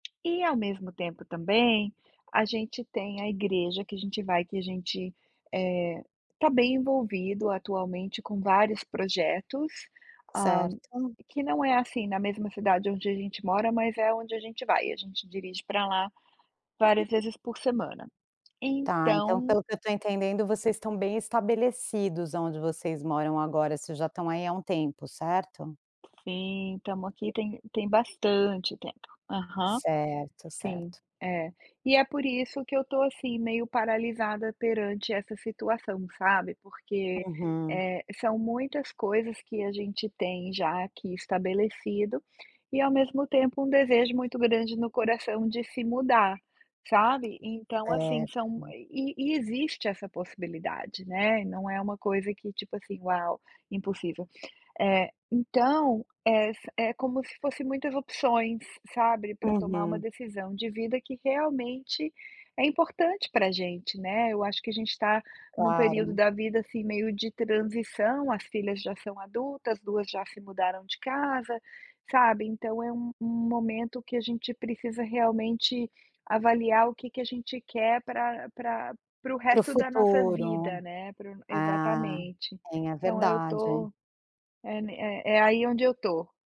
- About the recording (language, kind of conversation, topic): Portuguese, advice, Como posso começar a decidir uma escolha de vida importante quando tenho opções demais e fico paralisado?
- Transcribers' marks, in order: tapping; other background noise